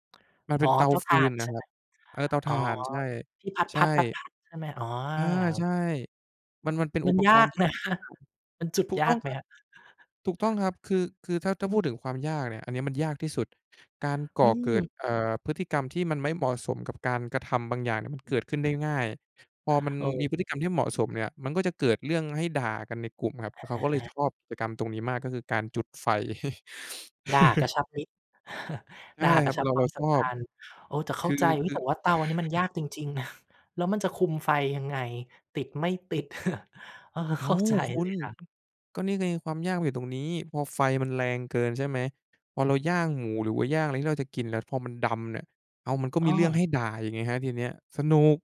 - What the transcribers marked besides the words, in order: other background noise; tapping; unintelligible speech; inhale; laugh; chuckle; chuckle; laughing while speaking: "นะ"; chuckle
- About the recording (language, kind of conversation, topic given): Thai, podcast, มีประเพณีอะไรที่เกี่ยวข้องกับฤดูกาลที่คุณชอบบ้าง?